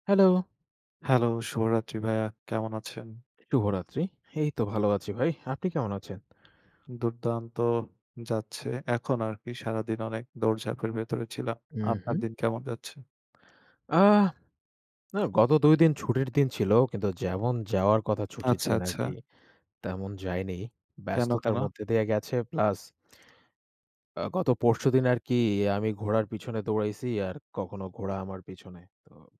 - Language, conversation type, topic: Bengali, unstructured, তোমার সবচেয়ে প্রিয় শৈশবের স্মৃতি কী?
- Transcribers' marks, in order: other background noise